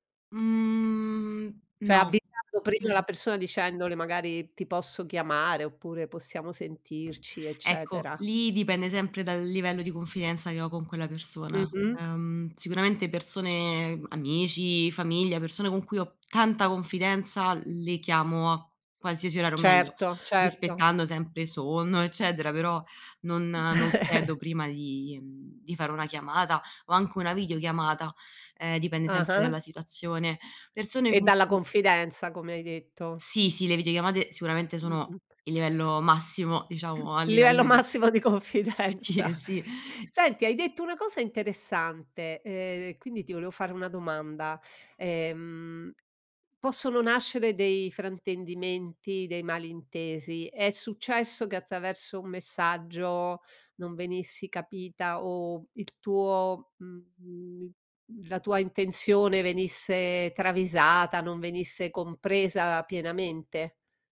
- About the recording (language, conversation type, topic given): Italian, podcast, Preferisci parlare di persona o via messaggio, e perché?
- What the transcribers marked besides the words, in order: chuckle; other background noise; chuckle; throat clearing; laughing while speaking: "massimo di confidenza"; laughing while speaking: "sì, sì"; tapping